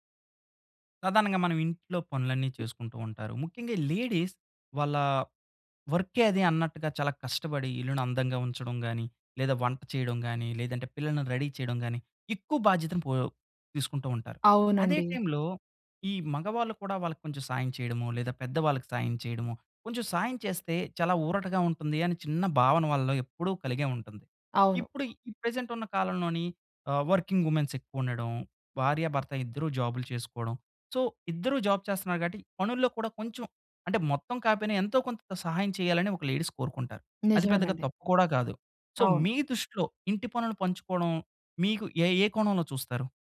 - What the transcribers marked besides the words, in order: other background noise; in English: "లేడీస్"; tapping; in English: "రెడీ"; in English: "ప్రెజెంట్"; in English: "వర్కింగ్ వుమెన్స్"; in English: "సో"; in English: "జాబ్"; in English: "లేడీస్"; in English: "సో"
- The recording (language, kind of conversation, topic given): Telugu, podcast, మీ ఇంట్లో ఇంటిపనులు ఎలా పంచుకుంటారు?